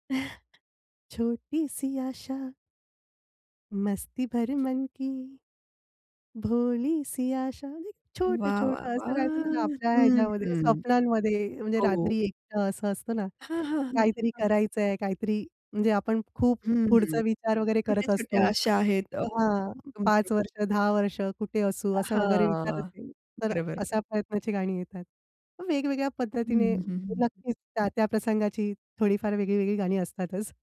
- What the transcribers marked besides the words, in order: chuckle; singing: "छोटी सी आशा"; singing: "मस्ती भरी मन की, भोली सी आशा"; other background noise; tapping; laughing while speaking: "असतातच"
- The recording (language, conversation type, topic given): Marathi, podcast, तुला कोणत्या गाण्यांनी सांत्वन दिलं आहे?